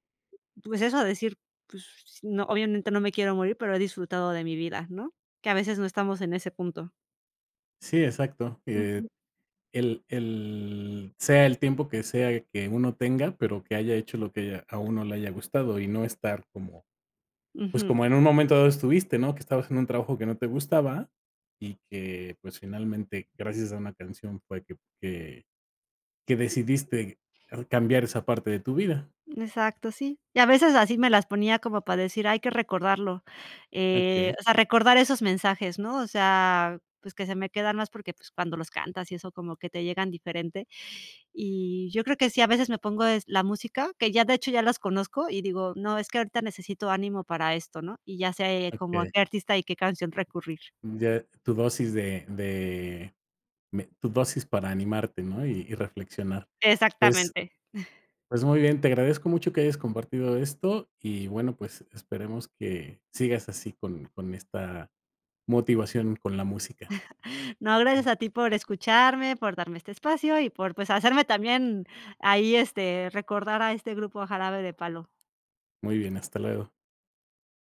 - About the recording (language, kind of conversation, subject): Spanish, podcast, ¿Qué músico descubriste por casualidad que te cambió la vida?
- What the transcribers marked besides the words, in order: tapping; other background noise; chuckle; chuckle